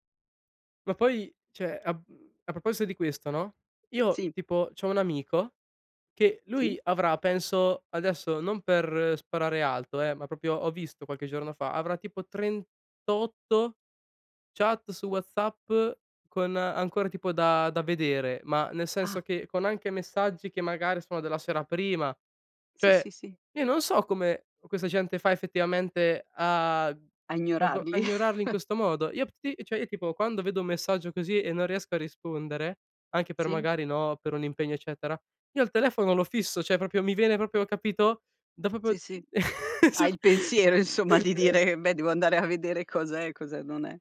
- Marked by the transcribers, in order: "cioè" said as "ceh"; other background noise; "proprio" said as "propio"; "Cioè" said as "ceh"; unintelligible speech; chuckle; "proprio" said as "propio"; "proprio" said as "propio"; laughing while speaking: "dire"; "proprio" said as "popo"; other noise; laugh; unintelligible speech; laugh; laughing while speaking: "a"
- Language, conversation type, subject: Italian, podcast, Che rapporto hai con il tuo smartphone nella vita di tutti i giorni?